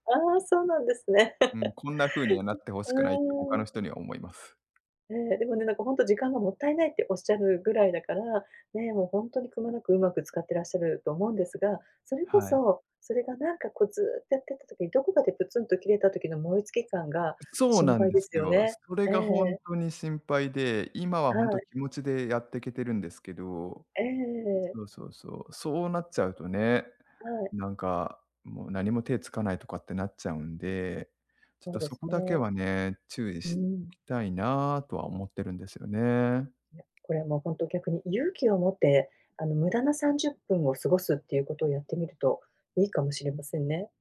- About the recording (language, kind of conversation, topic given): Japanese, advice, 休む時間が取れず燃え尽きそうなとき、どうすればいいですか？
- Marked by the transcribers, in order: chuckle